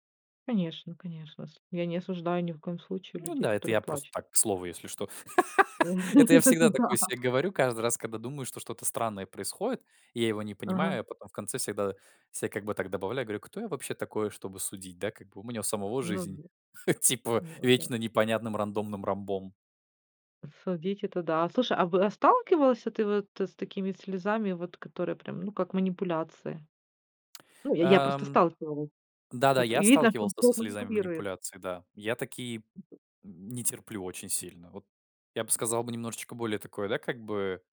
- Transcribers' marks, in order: tapping; laugh; laughing while speaking: "Да"; laughing while speaking: "типа вечно непонятным рандомным ромбом"; background speech
- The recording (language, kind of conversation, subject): Russian, podcast, Как реагируешь, если собеседник расплакался?